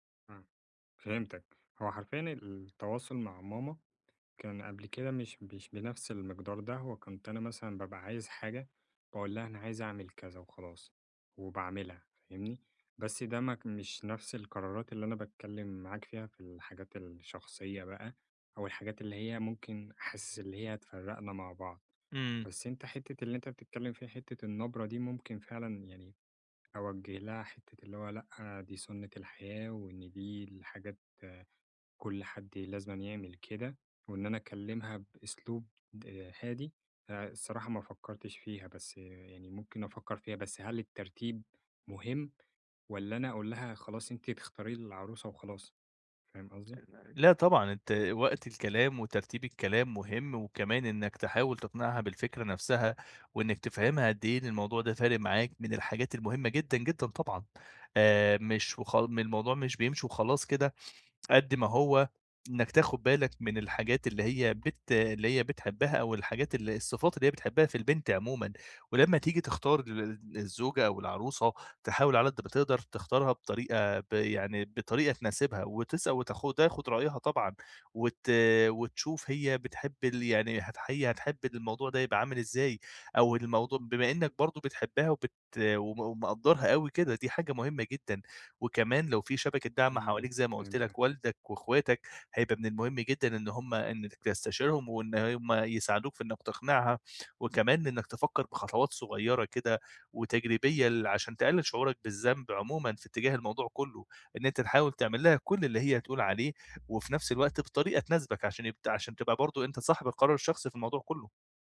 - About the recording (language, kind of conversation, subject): Arabic, advice, إزاي آخد قرار شخصي مهم رغم إني حاسس إني ملزوم قدام عيلتي؟
- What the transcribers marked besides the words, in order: unintelligible speech; tapping